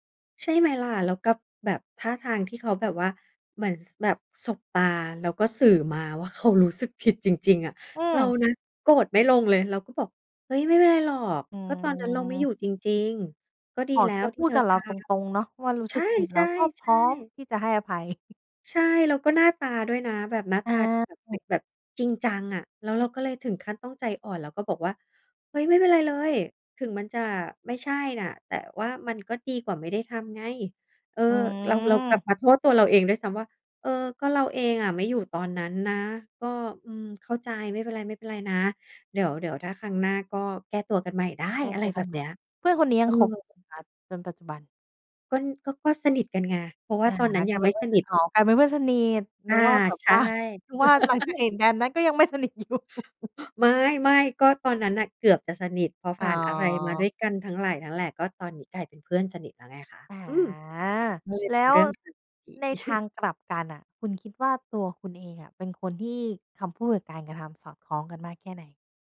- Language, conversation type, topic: Thai, podcast, คำพูดที่สอดคล้องกับการกระทำสำคัญแค่ไหนสำหรับคุณ?
- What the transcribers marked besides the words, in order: chuckle; "ก็-" said as "ก๊อน"; laughing while speaking: "ว่า"; laugh; laughing while speaking: "อยู่"; chuckle